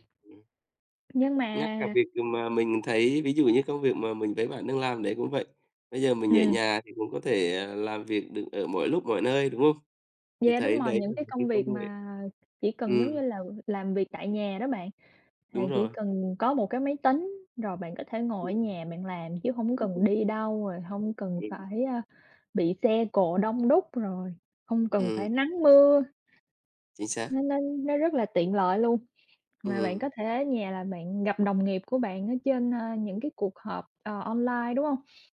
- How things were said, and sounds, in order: tapping; unintelligible speech; other background noise
- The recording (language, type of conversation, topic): Vietnamese, unstructured, Có phải công nghệ khiến chúng ta ngày càng xa cách nhau hơn không?